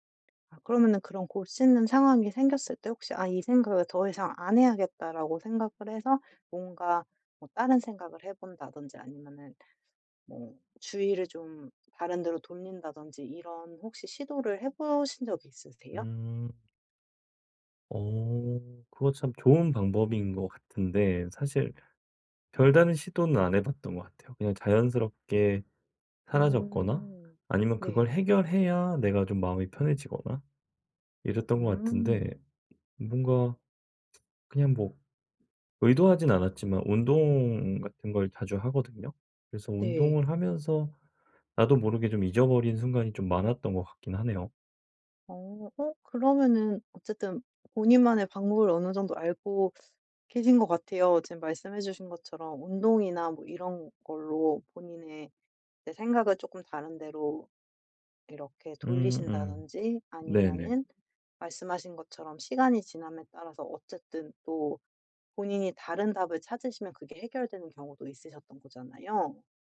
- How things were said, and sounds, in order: tapping; other background noise
- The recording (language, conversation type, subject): Korean, advice, 다른 사람들이 나를 어떻게 볼지 너무 신경 쓰지 않으려면 어떻게 해야 하나요?
- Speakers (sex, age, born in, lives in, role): female, 35-39, United States, United States, advisor; male, 60-64, South Korea, South Korea, user